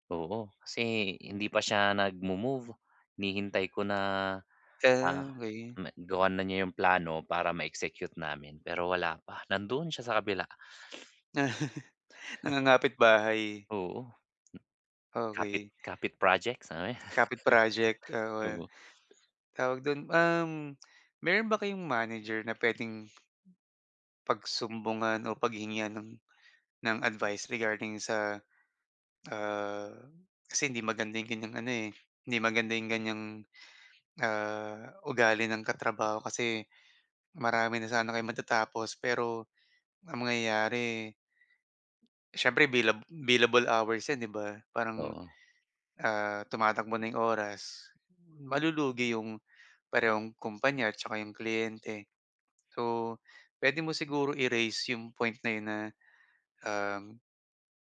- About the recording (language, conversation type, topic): Filipino, advice, Paano ko muling maibabalik ang motibasyon ko sa aking proyekto?
- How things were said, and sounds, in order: other background noise; tapping; chuckle; unintelligible speech; chuckle; unintelligible speech